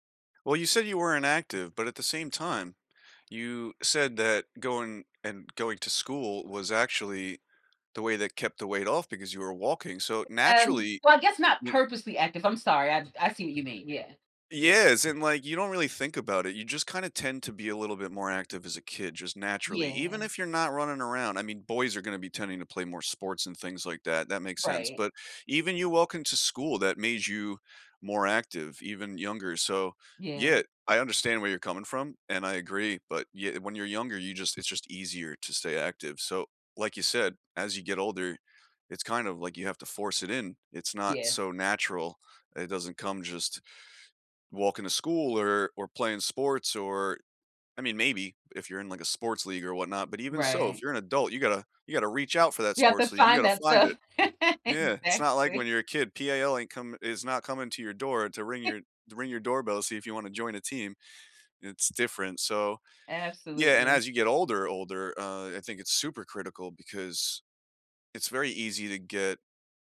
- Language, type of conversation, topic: English, unstructured, How do you stay motivated to move regularly?
- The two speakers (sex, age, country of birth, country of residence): female, 40-44, United States, United States; male, 35-39, United States, United States
- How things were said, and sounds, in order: tapping; other background noise; laugh; chuckle